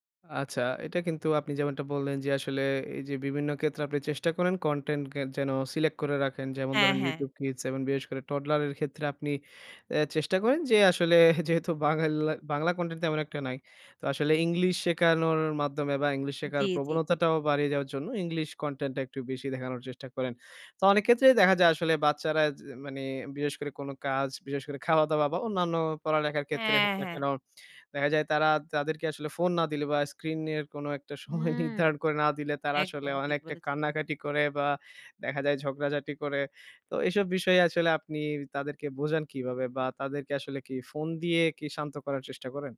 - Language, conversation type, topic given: Bengali, podcast, বাচ্চাদের স্ক্রিন ব্যবহারের বিষয়ে আপনি কী কী নীতি অনুসরণ করেন?
- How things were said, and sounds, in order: in English: "toddler"; laughing while speaking: "যেহেতু বাঙ্গালা, বাংলা কনটেন্ট"; in English: "screen"; laughing while speaking: "নির্ধারণ করে না দিলে"